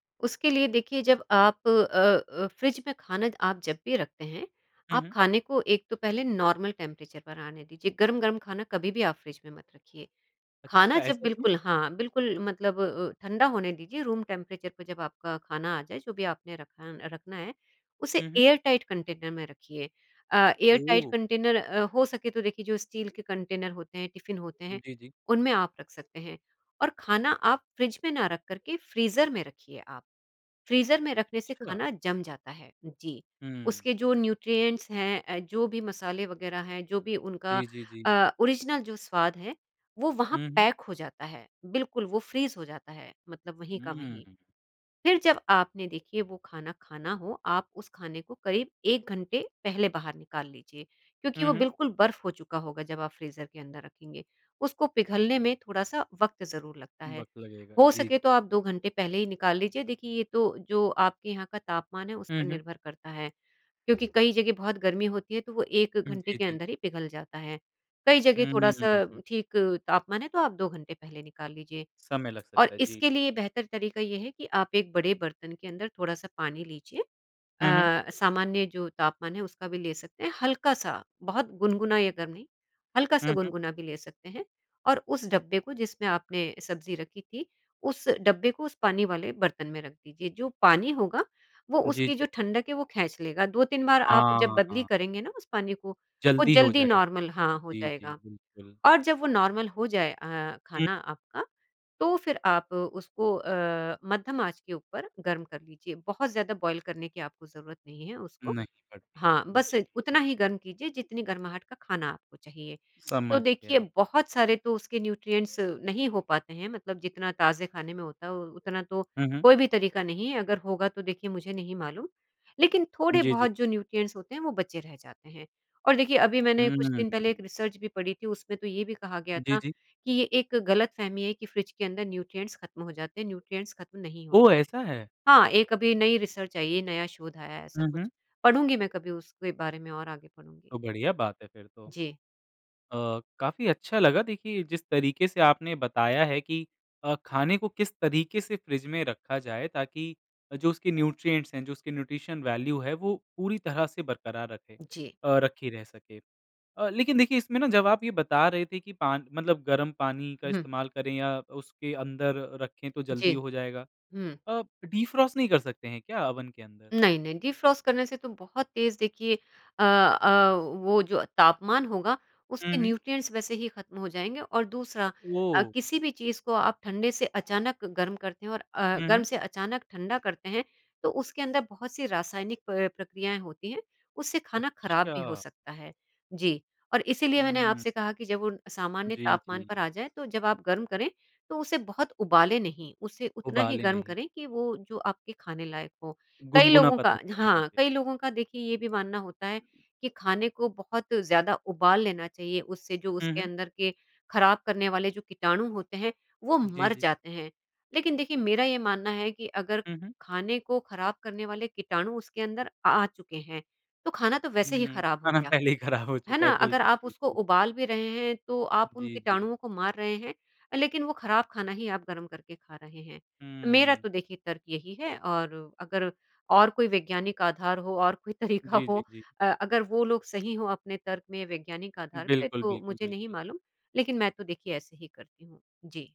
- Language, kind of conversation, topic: Hindi, podcast, अचानक फ्रिज में जो भी मिले, उससे आप क्या बना लेते हैं?
- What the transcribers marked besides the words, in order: in English: "नॉर्मल टेंपरेचर"; in English: "रूम टेंपरेचर"; in English: "एयर टाइट कंटेनर"; in English: "एयर टाइट कंटेनर"; in English: "कंटेनर"; in English: "ओरिजिनल"; other background noise; in English: "नॉर्मल"; in English: "नॉर्मल"; in English: "बॉयल"; in English: "न्यूट्रिएंट्स"; tapping; in English: "न्यूट्रिएंट्स"; in English: "रिसर्च"; in English: "न्यूट्रिएंट्स"; in English: "न्यूट्रिएंट्स"; in English: "रिसर्च"; in English: "न्यूट्रिएंट्स"; in English: "न्यूट्रिशन वैल्यू"; in English: "डिफ्रॉस्ट"; in English: "डिफ्रॉस्ट"; in English: "न्यूट्रिएंट्स"; laughing while speaking: "खाना पहले ही खराब हो चुका है बिल्कुल"; laughing while speaking: "तरीका हो"